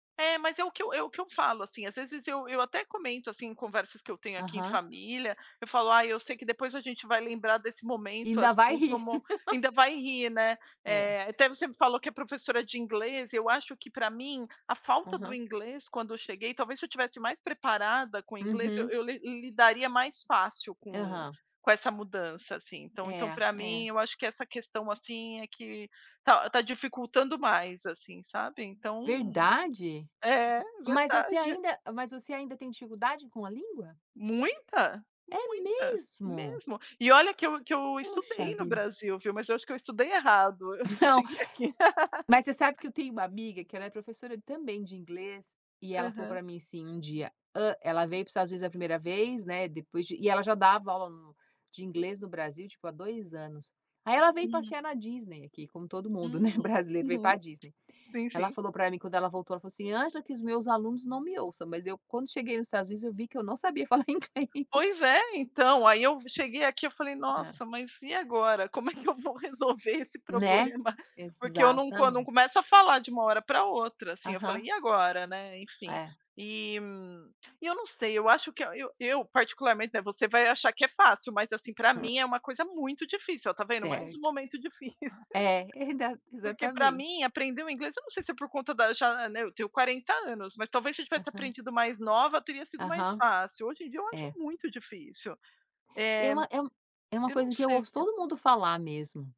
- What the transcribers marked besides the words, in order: laugh; laughing while speaking: "Não"; laughing while speaking: "se eu cheguei aqui"; laugh; tapping; laughing while speaking: "não sabia falar inglês"; laughing while speaking: "Como é que eu vou resolver esse problema?"; unintelligible speech; laugh
- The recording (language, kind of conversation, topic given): Portuguese, unstructured, Qual foi o momento mais difícil que você já enfrentou?